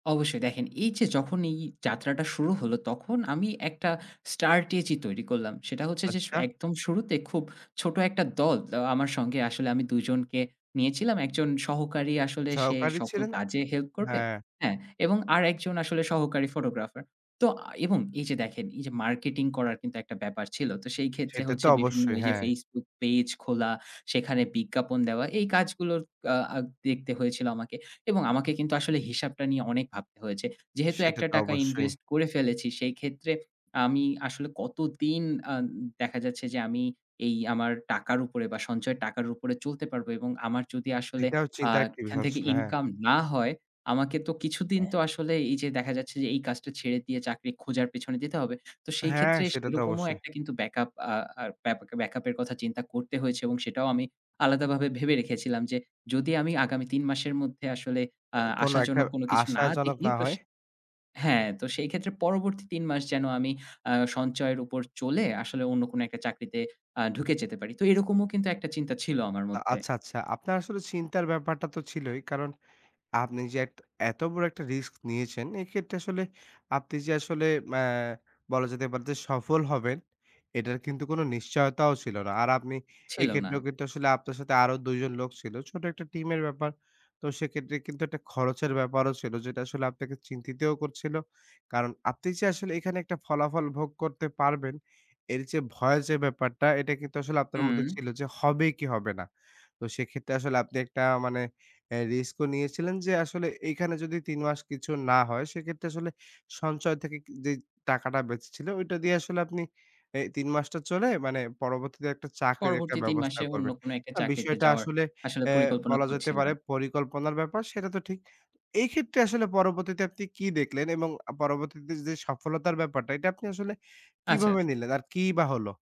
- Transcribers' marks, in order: unintelligible speech
- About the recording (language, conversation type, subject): Bengali, podcast, কিভাবে বুঝবেন যে চাকরি বদলানোর সময় এসেছে?